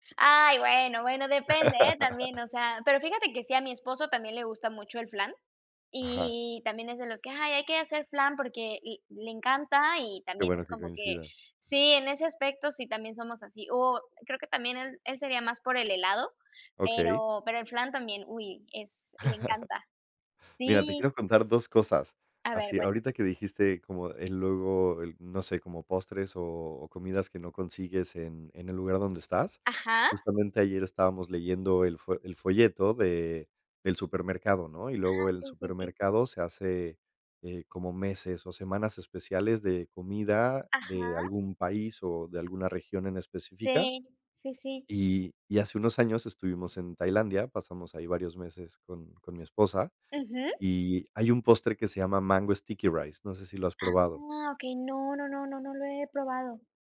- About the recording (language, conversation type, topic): Spanish, unstructured, ¿Qué te hace sonreír sin importar el día que tengas?
- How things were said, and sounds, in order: laugh; other background noise; laugh; in English: "sticky rice"